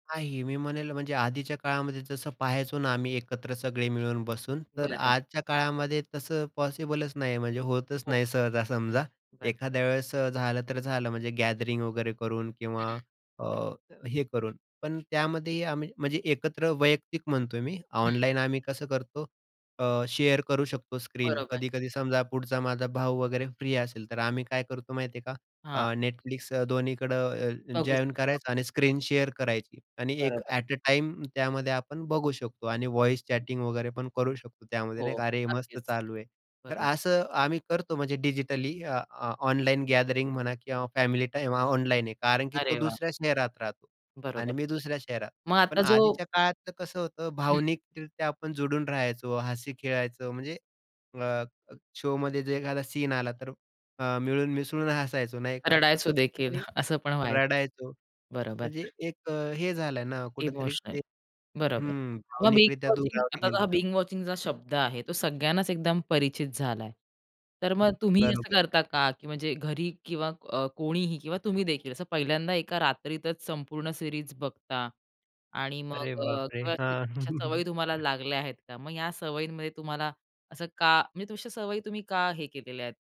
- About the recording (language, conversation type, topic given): Marathi, podcast, स्ट्रीमिंगमुळे दूरदर्शन पाहण्याची सवय कशी बदलली आहे?
- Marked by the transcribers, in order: tapping; background speech; other background noise; in English: "शेअर"; in English: "शेअर"; in English: "व्हॉईस चॅटिंग"; chuckle; in English: "बिंज वॉचिंग"; in English: "बिंज वॉचिंगचा"; in English: "सीरीज"; unintelligible speech; chuckle